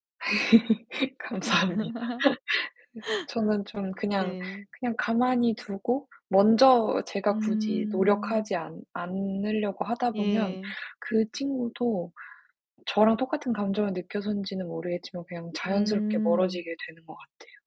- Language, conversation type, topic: Korean, unstructured, 친구와 멀어졌을 때 어떤 기분이 드나요?
- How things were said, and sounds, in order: laugh; laughing while speaking: "감사합니다"; laugh; other background noise